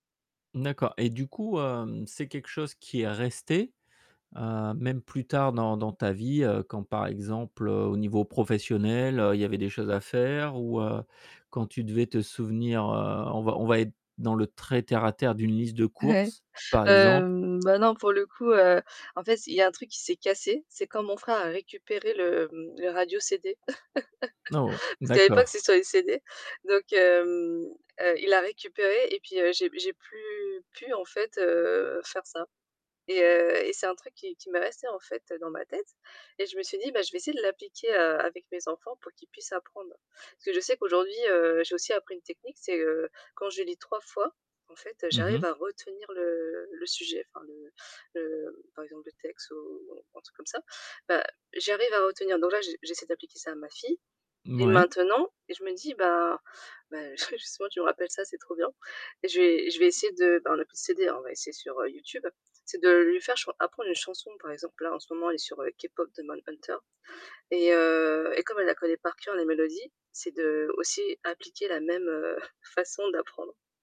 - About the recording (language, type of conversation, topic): French, podcast, Quelle chanson a accompagné un tournant dans ta vie ?
- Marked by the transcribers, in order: laughing while speaking: "Ouais"; laugh; drawn out: "plus"; drawn out: "heu"; distorted speech; other background noise; chuckle